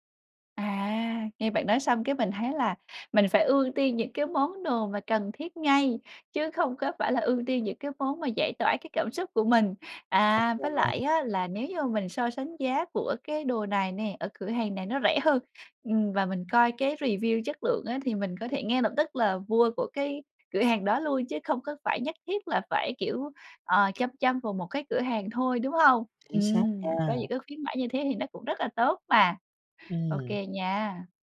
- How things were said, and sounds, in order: in English: "review"
- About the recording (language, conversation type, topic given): Vietnamese, advice, Làm sao tôi có thể quản lý ngân sách tốt hơn khi mua sắm?